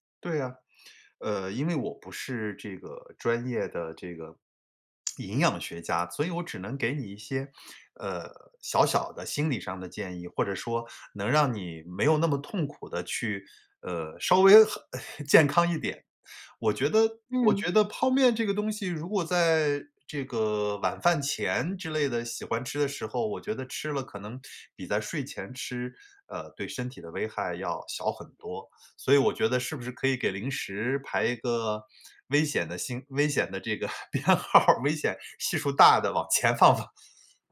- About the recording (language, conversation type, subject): Chinese, advice, 为什么我晚上睡前总是忍不住吃零食，结果影响睡眠？
- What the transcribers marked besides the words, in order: other background noise; laugh; laughing while speaking: "编号"